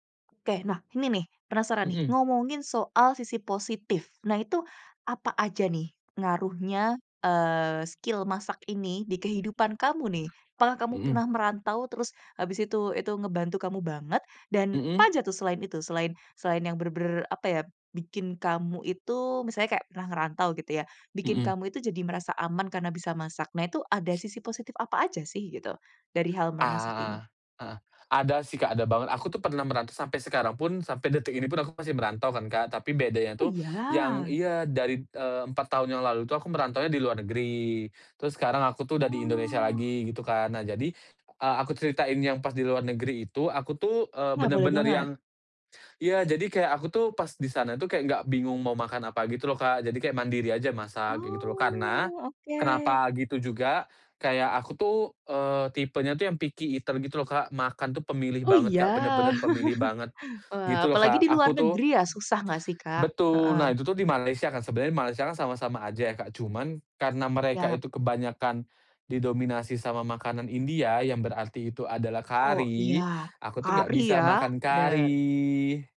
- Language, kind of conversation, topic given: Indonesian, podcast, Bisakah kamu menceritakan momen pertama kali kamu belajar memasak sendiri?
- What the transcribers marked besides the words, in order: tapping; in English: "skill"; other background noise; "bener-bener" said as "berber"; sniff; drawn out: "Oh"; in English: "picky eater"; chuckle; drawn out: "kari"